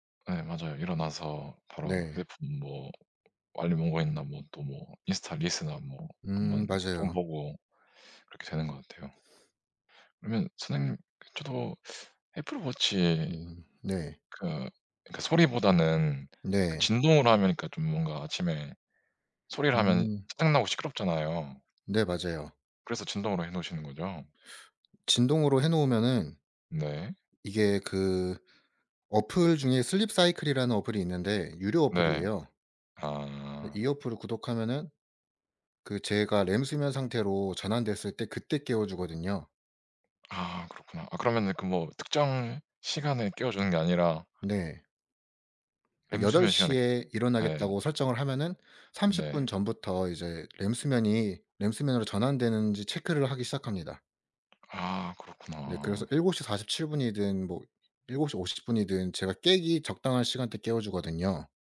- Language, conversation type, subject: Korean, unstructured, 오늘 하루는 보통 어떻게 시작하세요?
- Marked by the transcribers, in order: tapping; other background noise; sniff; teeth sucking; teeth sucking